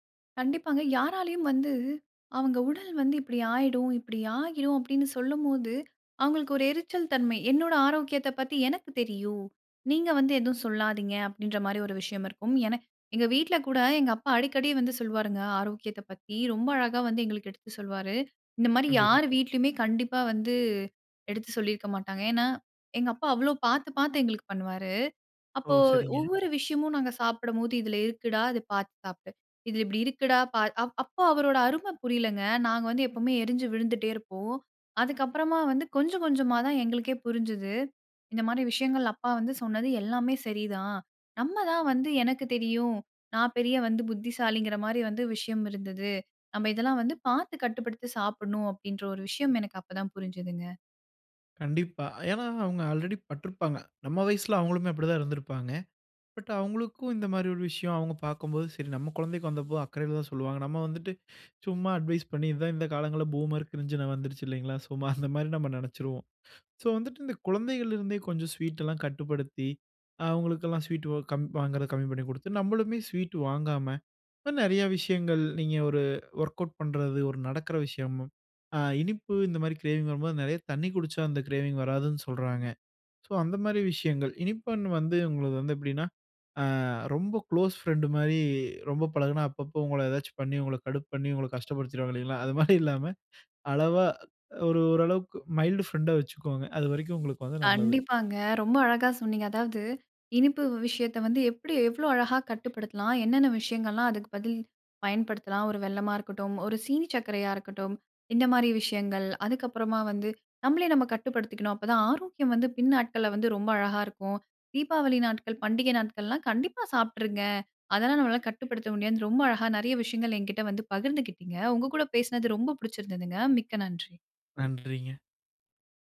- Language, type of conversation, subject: Tamil, podcast, இனிப்புகளை எவ்வாறு கட்டுப்பாட்டுடன் சாப்பிடலாம்?
- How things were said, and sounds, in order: in English: "ஆல்ரெடி"; other background noise; in English: "அட்வைஸ்"; in English: "பூமர், கிரிஞ்சுனு"; chuckle; in English: "ஒர்கவுட்"; in English: "க்ரேவிங்"; in English: "க்ரேவிங்"; chuckle; in English: "மைல்டு ஃப்ரெண்டா"